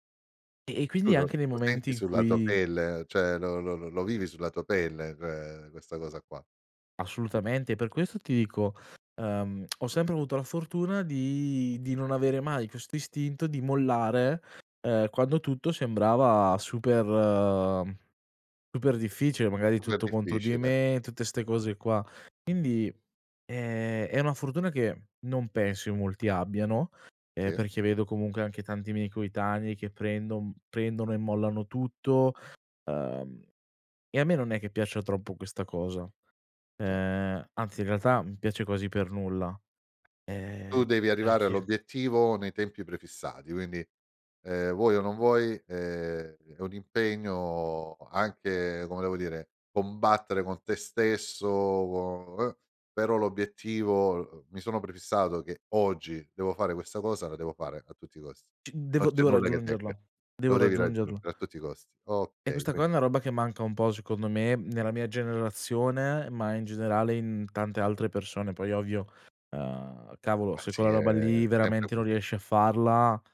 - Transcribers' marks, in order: unintelligible speech; tapping; drawn out: "è"; unintelligible speech
- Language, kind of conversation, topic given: Italian, podcast, Dove trovi ispirazione quando ti senti bloccato?